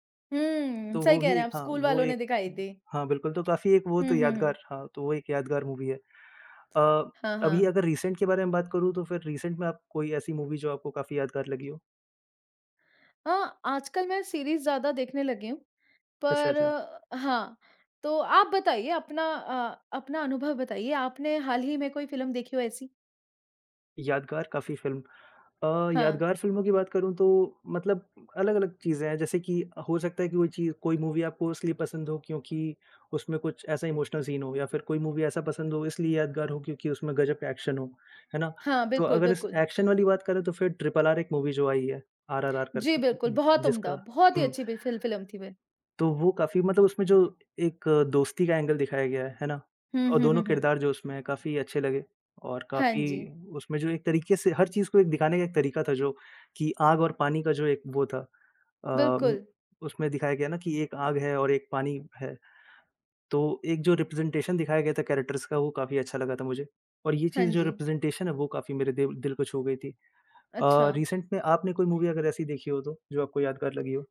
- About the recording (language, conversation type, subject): Hindi, unstructured, आपको कौन सी फिल्म सबसे ज़्यादा यादगार लगी है?
- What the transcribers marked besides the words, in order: tapping; in English: "मूवी"; in English: "रिसेंट"; other background noise; in English: "रिसेंट"; in English: "मूवी"; in English: "मूवी"; in English: "इमोशनल सीन"; in English: "मूवी"; in English: "एक्शन"; in English: "एक्शन"; in English: "ट्रिपल"; in English: "मूवी"; in English: "एंगल"; in English: "रिप्रेजेंटेशन"; in English: "कैरेक्टरस"; in English: "रिप्रेजेंटेशन"; in English: "रिसेंट"; in English: "मूवी"